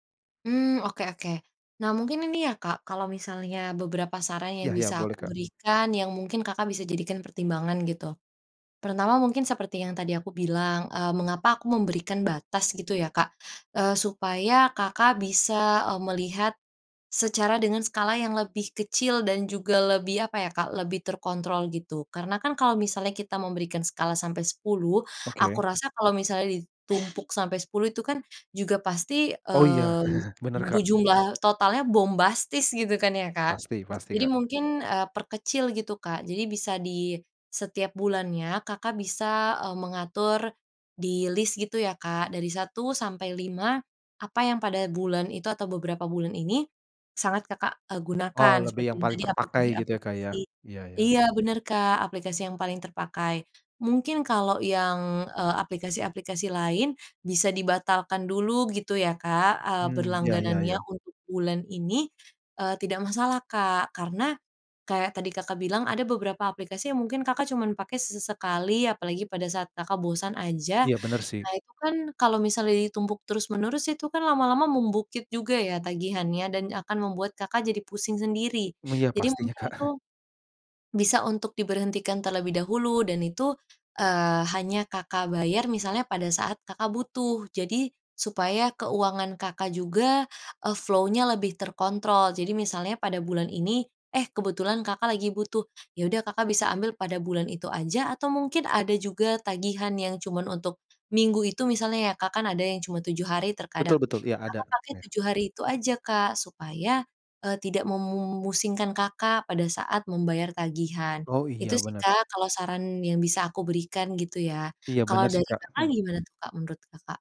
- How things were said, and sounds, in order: other background noise; chuckle; tapping; chuckle; in English: "flow-nya"; "memusingkan" said as "memumusingkan"
- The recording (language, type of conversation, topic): Indonesian, advice, Bagaimana cara menentukan apakah saya perlu menghentikan langganan berulang yang menumpuk tanpa disadari?